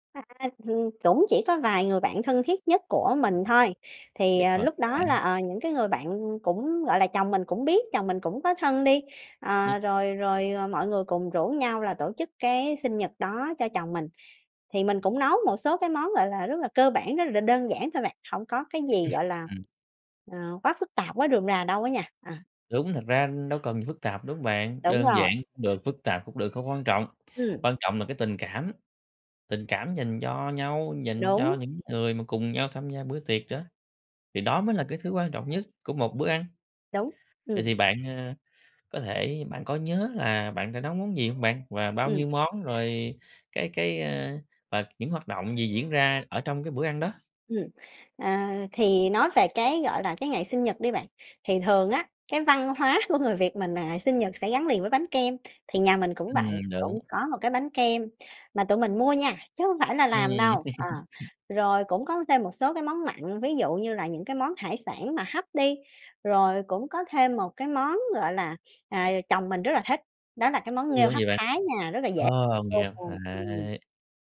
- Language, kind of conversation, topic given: Vietnamese, podcast, Bạn có thói quen nào trong bếp giúp bạn thấy bình yên?
- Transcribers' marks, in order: chuckle; laughing while speaking: "Ừm"; tapping; background speech; chuckle